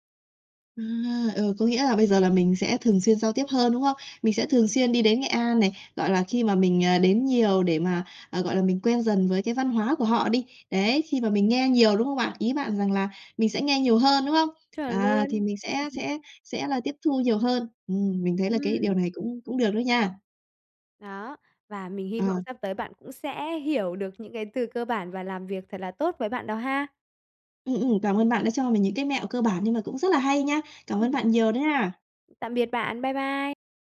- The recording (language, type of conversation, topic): Vietnamese, advice, Bạn gặp những khó khăn gì khi giao tiếp hằng ngày do rào cản ngôn ngữ?
- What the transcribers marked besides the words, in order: other background noise; unintelligible speech; tapping; chuckle